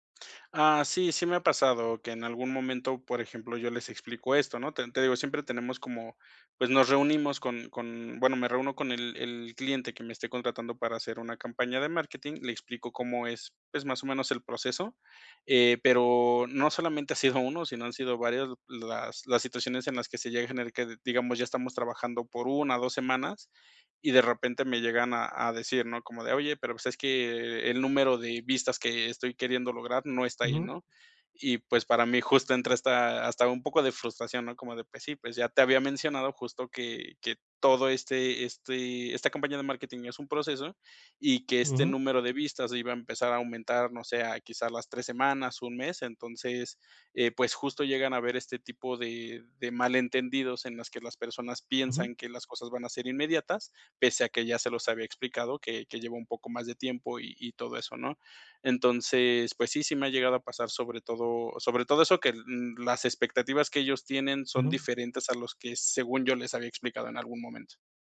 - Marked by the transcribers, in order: laughing while speaking: "ha sido"
- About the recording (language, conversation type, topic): Spanish, advice, ¿Cómo puedo organizar mis ideas antes de una presentación?
- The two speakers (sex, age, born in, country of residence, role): male, 30-34, Mexico, France, advisor; male, 30-34, Mexico, Mexico, user